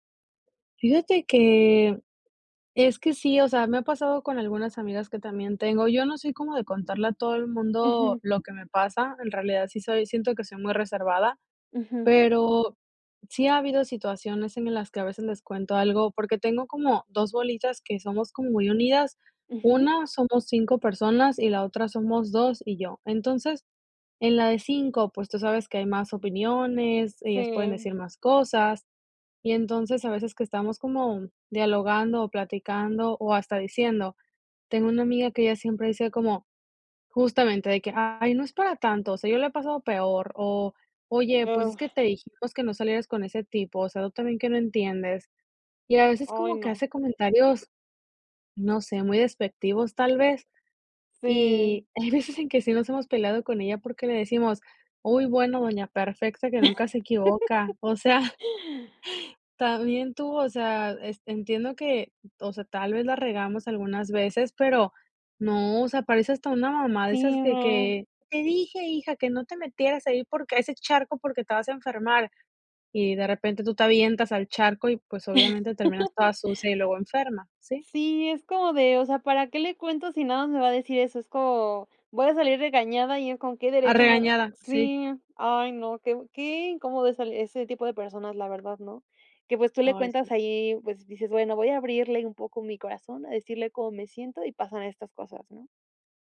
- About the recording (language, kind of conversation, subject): Spanish, podcast, ¿Cómo ayudas a un amigo que está pasándolo mal?
- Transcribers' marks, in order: other noise; laughing while speaking: "hay veces"; laugh; laughing while speaking: "O sea"; put-on voice: "Te dije, hija, que no … vas a enfermar"; laugh